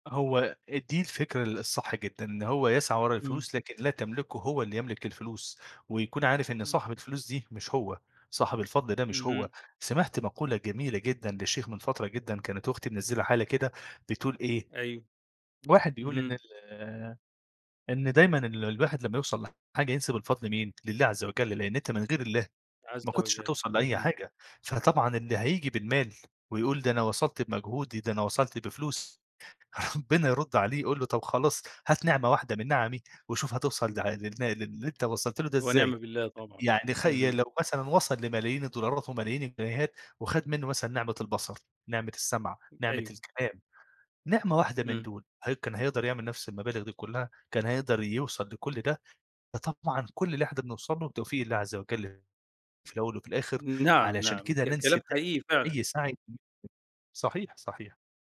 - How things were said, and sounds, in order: tapping; chuckle; unintelligible speech
- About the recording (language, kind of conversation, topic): Arabic, podcast, إزاي بتختار بين إنك تجري ورا الفلوس وإنك تجري ورا المعنى؟